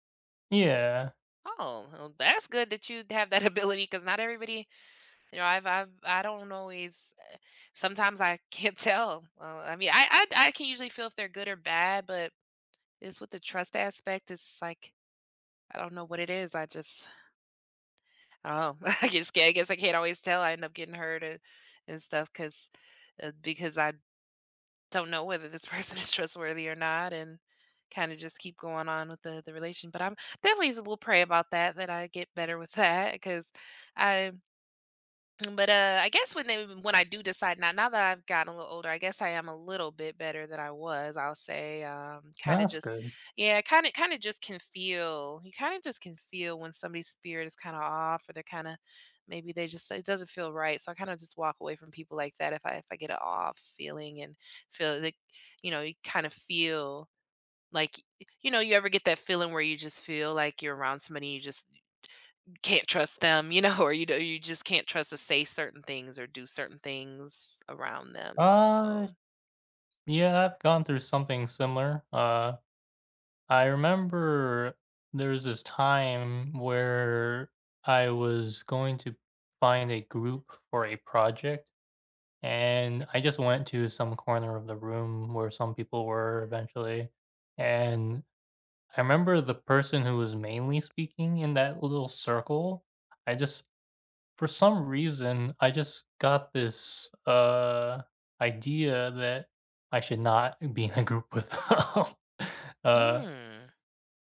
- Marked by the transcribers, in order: laughing while speaking: "that ability"; laughing while speaking: "can't tell"; laughing while speaking: "I guess"; laughing while speaking: "person"; laughing while speaking: "that"; laughing while speaking: "you know"; tapping; other background noise; laughing while speaking: "be in a group with them"
- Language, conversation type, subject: English, unstructured, What is the hardest lesson you’ve learned about trust?